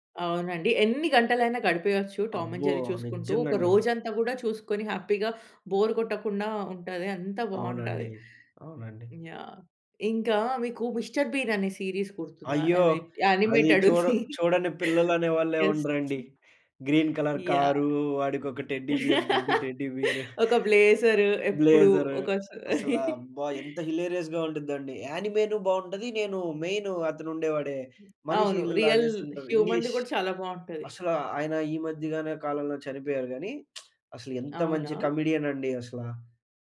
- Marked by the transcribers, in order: in English: "టామ్ అండ్ జెర్రీ"; stressed: "నిజంగా"; in English: "హ్యాపీ‌గా బోర్"; in English: "యాహ్!"; in English: "మిస్టర్ బీన్"; in English: "సీరీస్"; in English: "గ్రీన్ కలర్"; in English: "యెస్ యాహ్!"; in English: "టెడ్డీ బియర్"; laugh; in English: "బ్లేజర్"; in English: "టెడ్డీ"; chuckle; in English: "హిలేరియస్‌గా"; laugh; "యాణిమేటెడ్" said as "యానిమే‌ను"; other noise; in English: "రియల్ హ్యూమన్‌ది"; lip smack; in English: "కమెడియన్"
- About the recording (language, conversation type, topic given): Telugu, podcast, చిన్నతనంలో మీరు చూసిన టెలివిజన్ కార్యక్రమం ఏది?